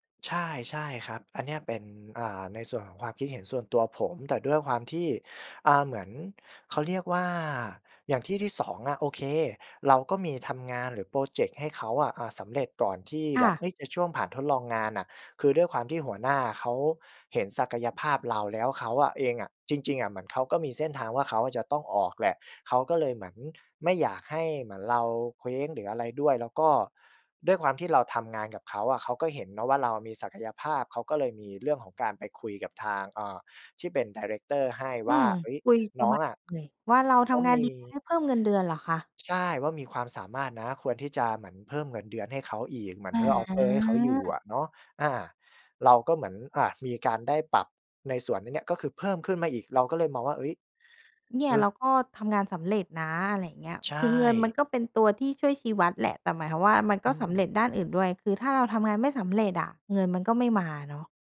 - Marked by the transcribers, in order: other background noise; drawn out: "อา"; in English: "offer"
- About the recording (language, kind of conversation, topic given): Thai, podcast, คุณวัดความสำเร็จด้วยเงินเพียงอย่างเดียวหรือเปล่า?